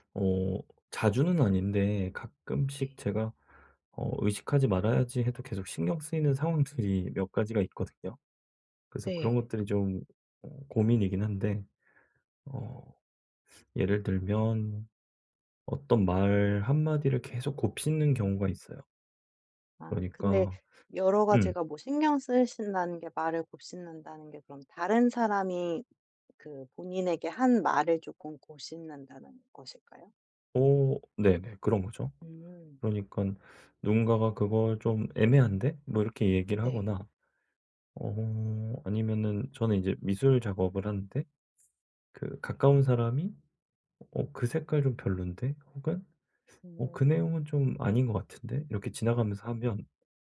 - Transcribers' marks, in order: tapping
- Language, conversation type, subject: Korean, advice, 다른 사람들이 나를 어떻게 볼지 너무 신경 쓰지 않으려면 어떻게 해야 하나요?